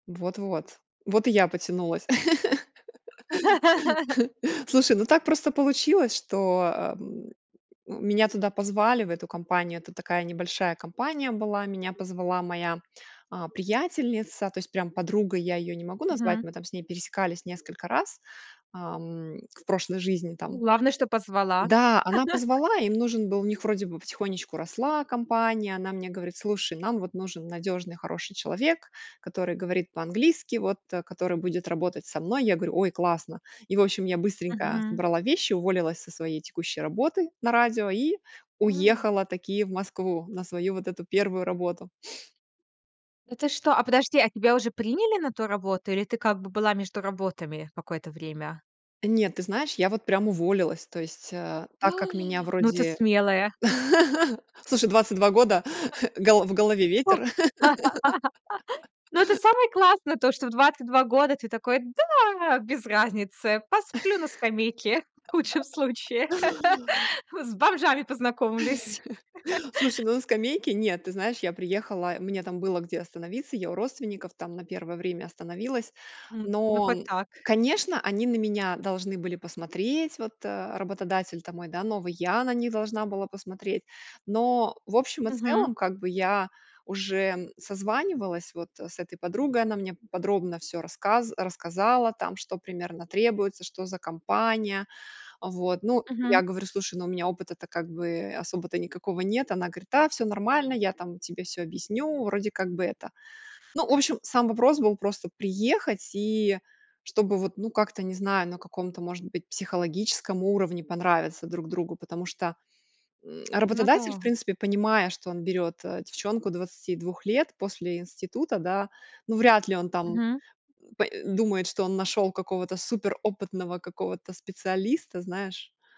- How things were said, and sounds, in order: laugh; laugh; tapping; gasp; sniff; gasp; laugh; other noise; laugh; laugh; laugh; laughing while speaking: "в худшем случае"; laugh; other background noise
- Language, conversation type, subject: Russian, podcast, Как произошёл ваш первый серьёзный карьерный переход?